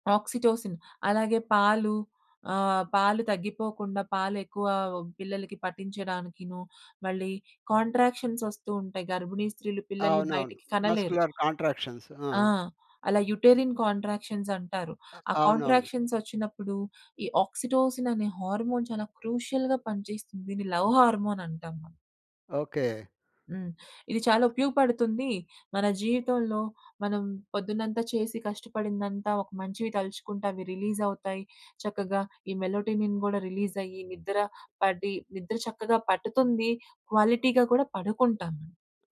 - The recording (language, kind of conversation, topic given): Telugu, podcast, రాత్రి నిద్రకు వెళ్లే ముందు మీరు సాధారణంగా ఏమేమి అలవాట్లు పాటిస్తారు?
- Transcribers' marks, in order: in English: "ఆక్సిటోసిన్"; in English: "కాంట్రాక్షన్స్"; in English: "మస్క్యులర్ కాంట్రాక్షన్స్"; in English: "యుటెరిన్ కాంట్రాక్షన్స్"; in English: "కాంట్రాక్షన్స్"; in English: "ఆక్సిటోసిన్"; in English: "హార్మోన్"; in English: "క్రూషియల్‌గా"; in English: "లవ్ హార్మోన్"; other background noise; in English: "రిలీజ్"; in English: "మెలోటినిన్"; in English: "రిలీజ్"; in English: "క్వాలిటీ‌గా"